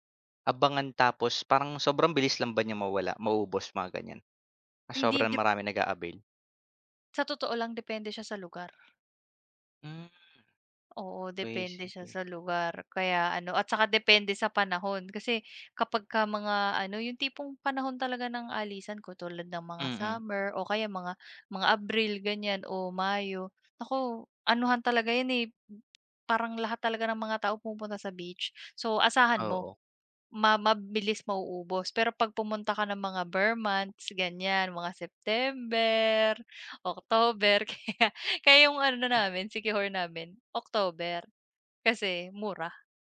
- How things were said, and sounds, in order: tapping; laughing while speaking: "Kaya"
- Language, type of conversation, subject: Filipino, unstructured, Ano ang pakiramdam mo kapag malaki ang natitipid mo?